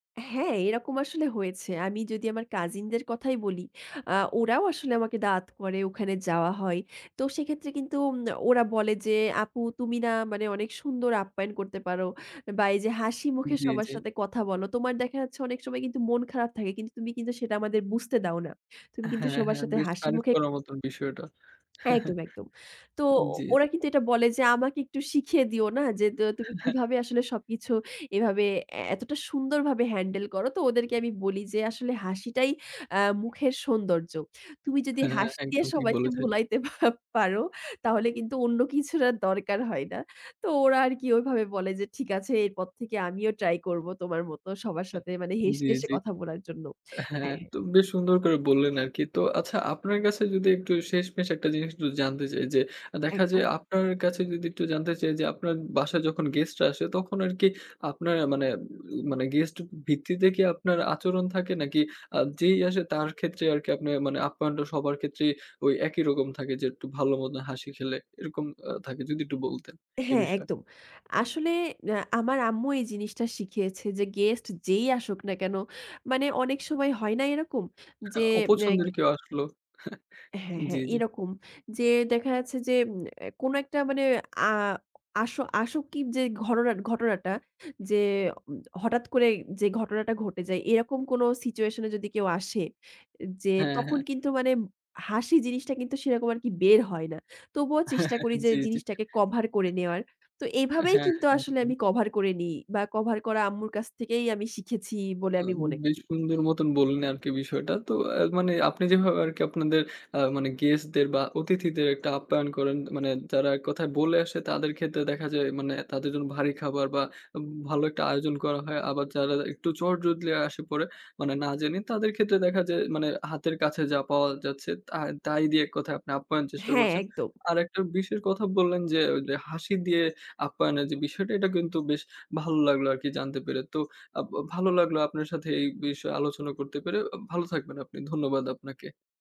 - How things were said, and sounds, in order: tapping; chuckle; chuckle; laughing while speaking: "ভুলাইতে পা"; chuckle; other background noise; chuckle; "জলদি" said as "জদলি"
- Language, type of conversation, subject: Bengali, podcast, আপনি অতিথিদের জন্য কী ধরনের খাবার আনতে পছন্দ করেন?